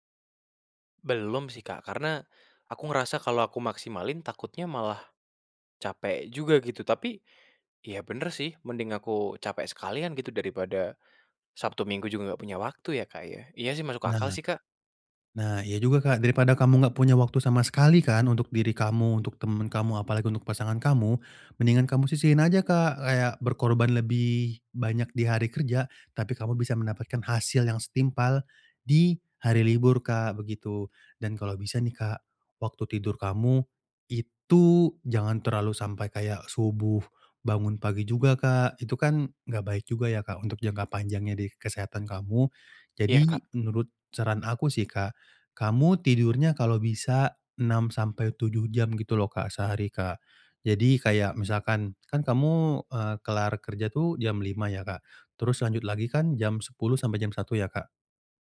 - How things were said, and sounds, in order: none
- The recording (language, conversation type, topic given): Indonesian, advice, Bagaimana saya bisa tetap menekuni hobi setiap minggu meskipun waktu luang terasa terbatas?